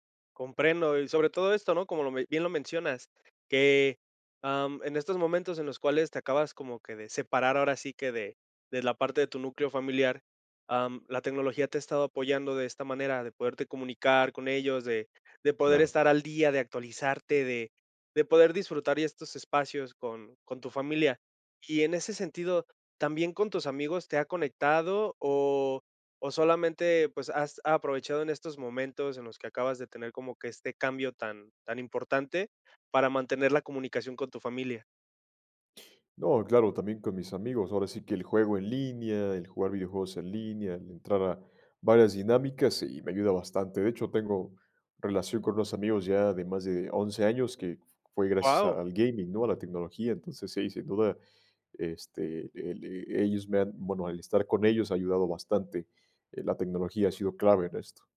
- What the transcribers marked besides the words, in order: other background noise
- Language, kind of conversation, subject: Spanish, podcast, ¿Cómo influye la tecnología en sentirte acompañado o aislado?